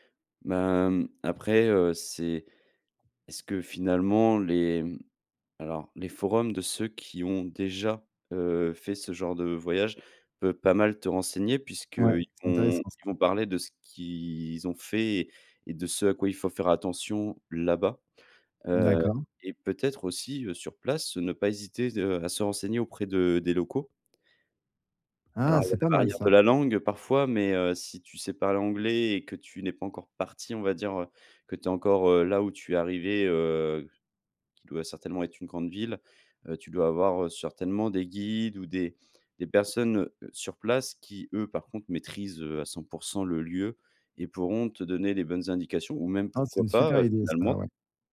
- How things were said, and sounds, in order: other background noise
- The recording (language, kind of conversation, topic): French, advice, Comment puis-je explorer des lieux inconnus malgré ma peur ?